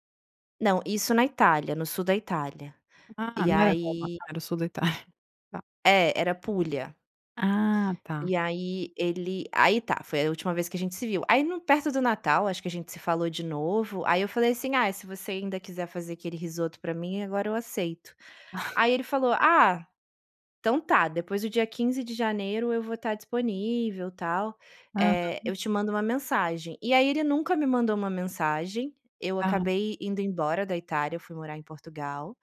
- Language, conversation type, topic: Portuguese, podcast, Como você retoma o contato com alguém depois de um encontro rápido?
- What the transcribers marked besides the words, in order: laughing while speaking: "Itália"; chuckle